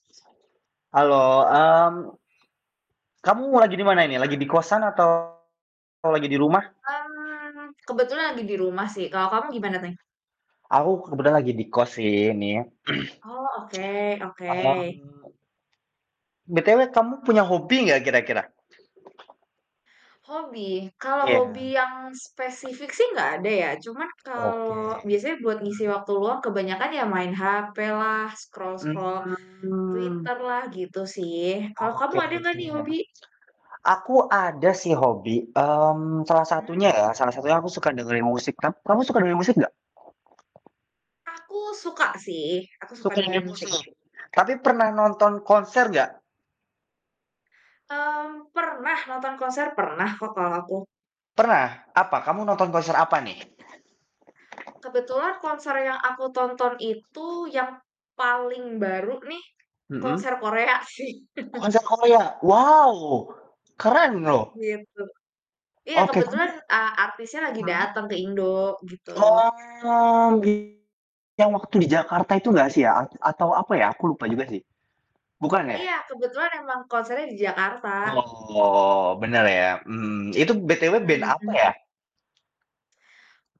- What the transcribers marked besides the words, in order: distorted speech; throat clearing; tsk; tapping; other background noise; in English: "scroll-scroll"; drawn out: "Mmm"; chuckle
- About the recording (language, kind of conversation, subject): Indonesian, unstructured, Apa kenangan terbaikmu saat menonton konser secara langsung?
- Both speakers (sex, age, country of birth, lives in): female, 25-29, Indonesia, Indonesia; male, 20-24, Indonesia, Indonesia